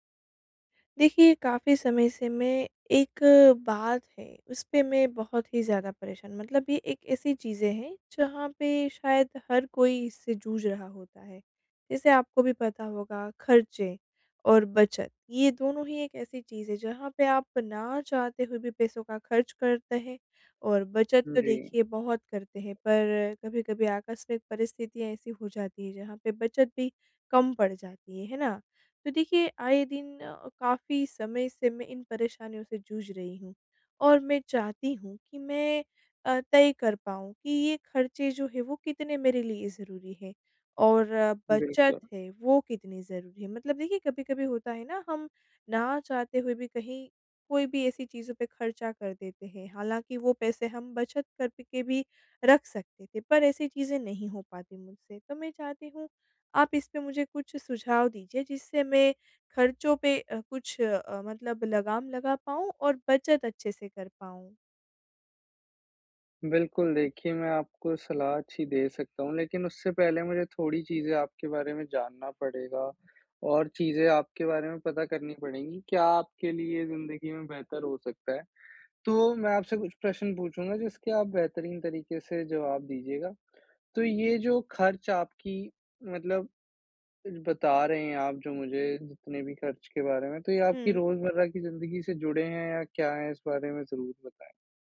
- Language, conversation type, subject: Hindi, advice, कैसे तय करें कि खर्च ज़रूरी है या बचत करना बेहतर है?
- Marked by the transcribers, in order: none